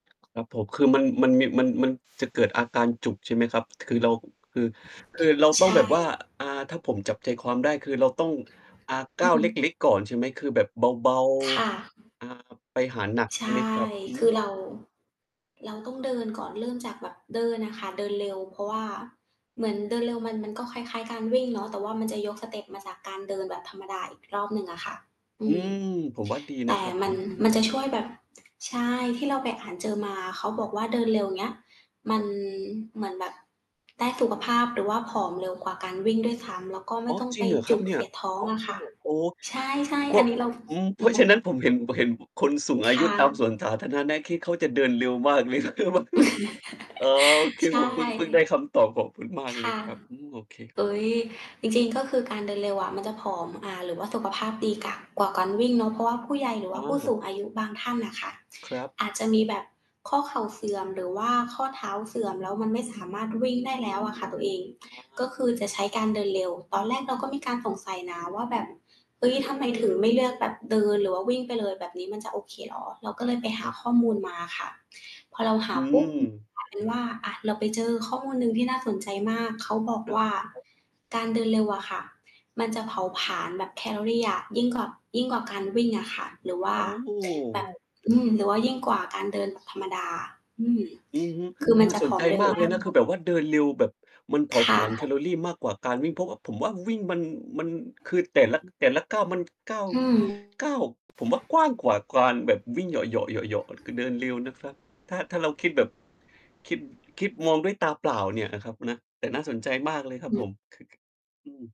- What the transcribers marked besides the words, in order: other noise; static; distorted speech; unintelligible speech; laugh; unintelligible speech; mechanical hum; unintelligible speech
- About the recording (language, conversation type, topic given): Thai, unstructured, ควรเริ่มต้นออกกำลังกายอย่างไรหากไม่เคยออกกำลังกายมาก่อน?